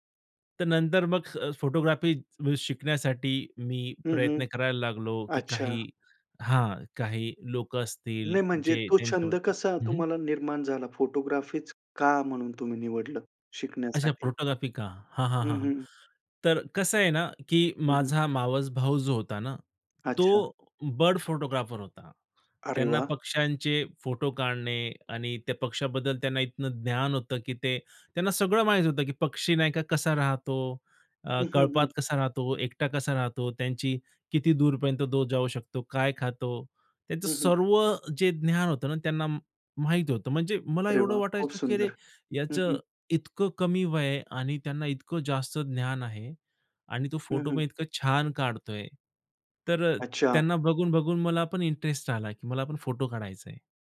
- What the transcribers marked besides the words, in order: other background noise; tapping
- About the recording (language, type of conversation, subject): Marathi, podcast, तुम्हाला शिकण्याचा आनंद कधी आणि कसा सुरू झाला?